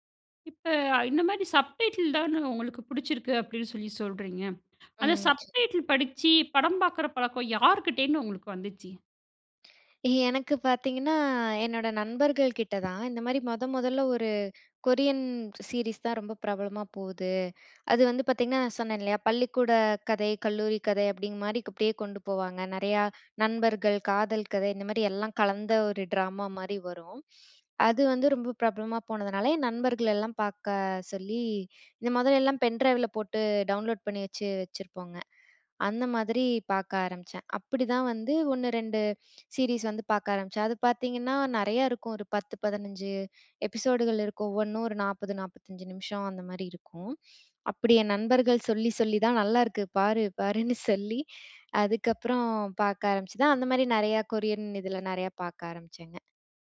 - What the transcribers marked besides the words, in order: other noise; in English: "சப் டைட்டில்தானு"; in English: "சப் டைட்டில்"; in English: "கொரியன் சீரிஸ்"
- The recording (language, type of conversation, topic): Tamil, podcast, சப்டைட்டில்கள் அல்லது டப்பிங் காரணமாக நீங்கள் வேறு மொழிப் படங்களை கண்டுபிடித்து ரசித்திருந்தீர்களா?